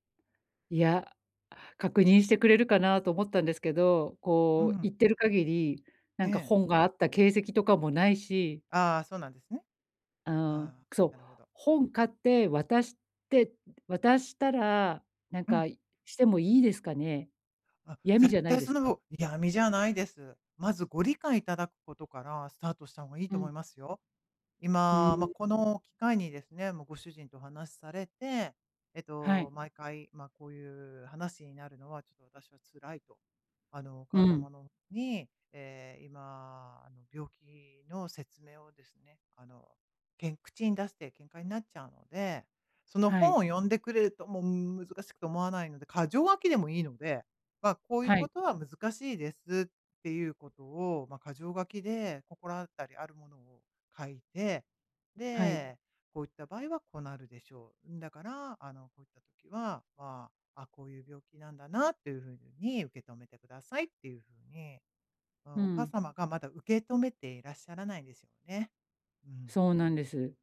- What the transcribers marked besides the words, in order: none
- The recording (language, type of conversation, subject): Japanese, advice, 育児方針の違いについて、パートナーとどう話し合えばよいですか？